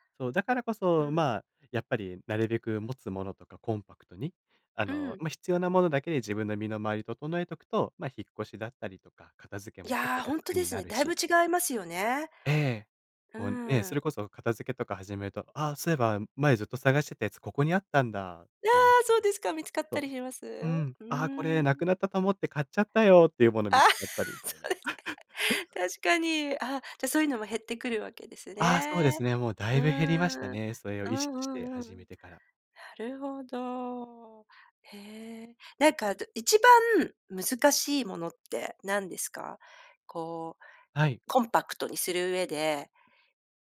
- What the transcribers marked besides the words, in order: laughing while speaking: "ああ、そうですか"; laugh
- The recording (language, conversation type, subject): Japanese, podcast, 持続可能な暮らしはどこから始めればよいですか？